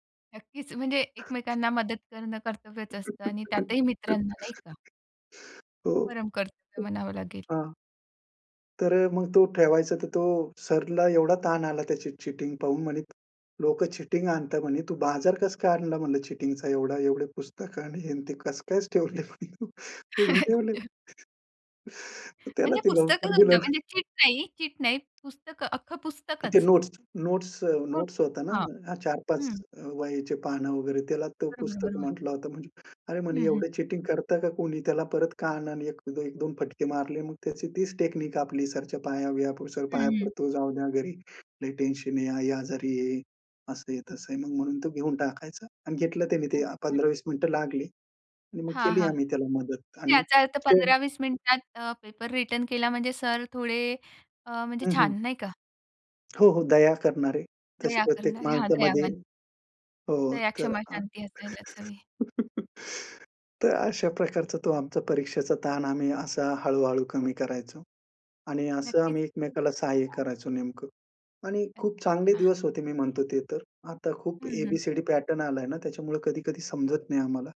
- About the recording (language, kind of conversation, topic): Marathi, podcast, परीक्षेचा ताण तुम्ही कसा सांभाळता?
- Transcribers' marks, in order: other background noise; laugh; tapping; chuckle; laughing while speaking: "ठेवले म्हणे तू?"; unintelligible speech; unintelligible speech; chuckle; in English: "पॅटर्न"